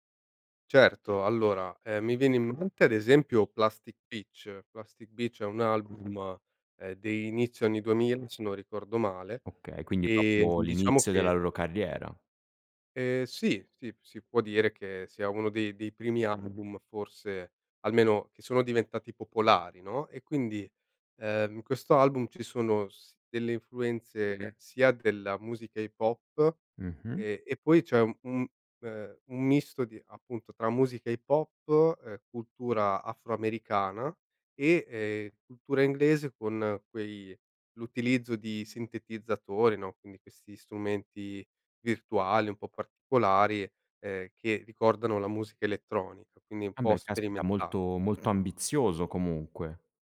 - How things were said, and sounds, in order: "album" said as "adbum"
- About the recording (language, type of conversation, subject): Italian, podcast, Ci parli di un artista che unisce culture diverse nella sua musica?